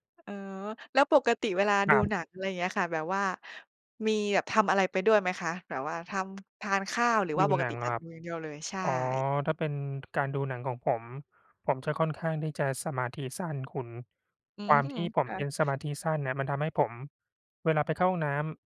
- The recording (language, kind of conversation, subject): Thai, unstructured, หนังหรือเพลงเรื่องไหนที่ทำให้คุณนึกถึงความทรงจำดีๆ?
- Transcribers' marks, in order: tapping